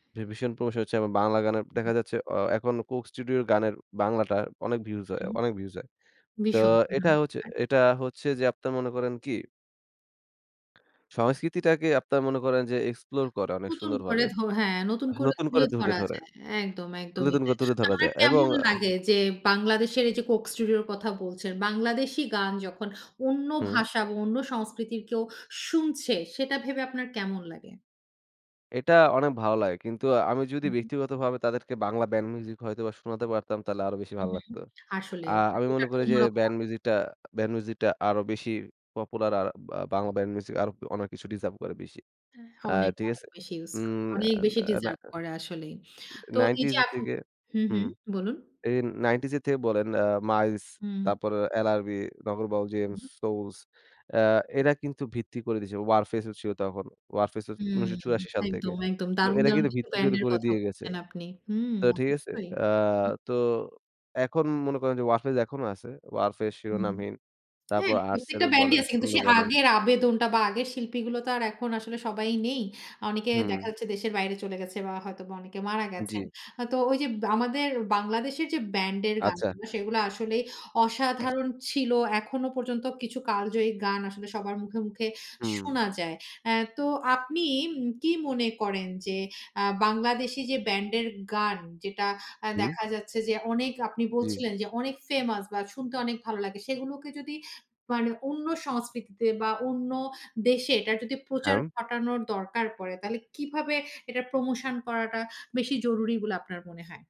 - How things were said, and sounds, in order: other background noise; unintelligible speech; unintelligible speech; tapping; "আচ্ছা" said as "আচ্চা"; tongue click
- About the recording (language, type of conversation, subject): Bengali, podcast, কোন ভাষার গান শুনতে শুরু করার পর আপনার গানের স্বাদ বদলে গেছে?